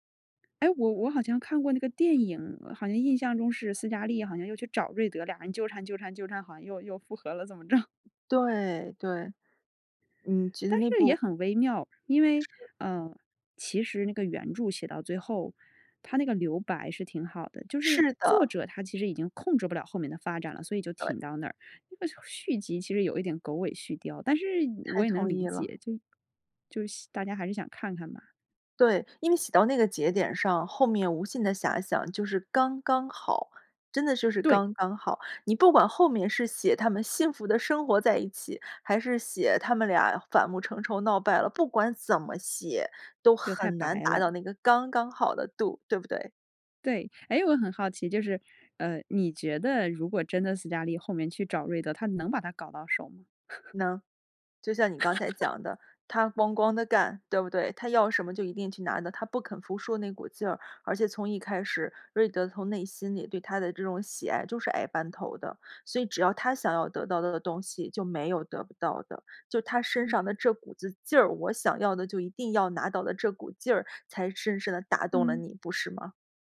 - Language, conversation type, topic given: Chinese, podcast, 有没有一部作品改变过你的人生态度？
- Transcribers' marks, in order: laughing while speaking: "着"; other background noise; laugh